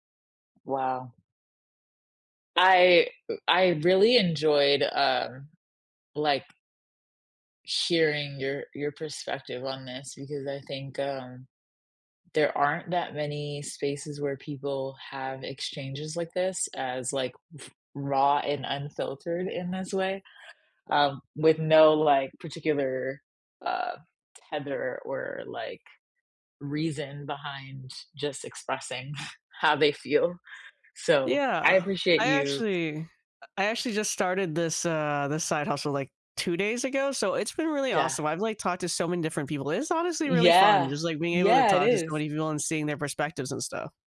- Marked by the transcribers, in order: tapping; scoff; chuckle
- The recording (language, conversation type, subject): English, unstructured, What neighborhood sounds instantly bring you back to a meaningful memory?
- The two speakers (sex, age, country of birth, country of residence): female, 25-29, Vietnam, United States; female, 30-34, United States, United States